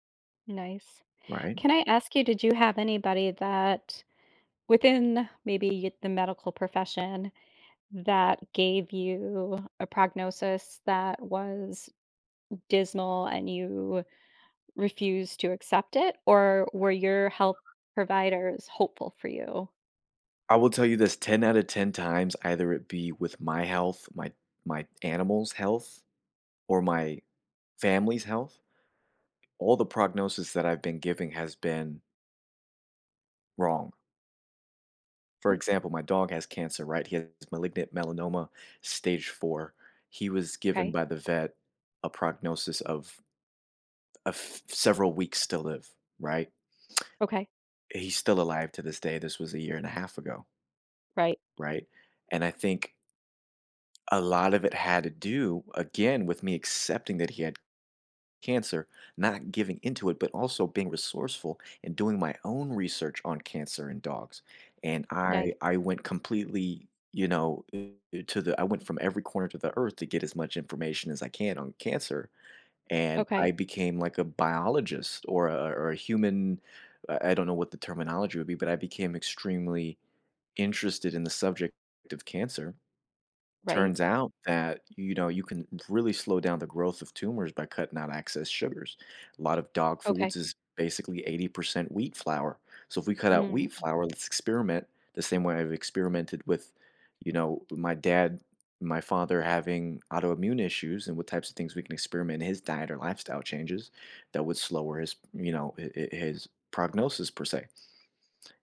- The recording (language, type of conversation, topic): English, unstructured, How can I stay hopeful after illness or injury?
- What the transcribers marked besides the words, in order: tapping; other background noise; background speech; lip smack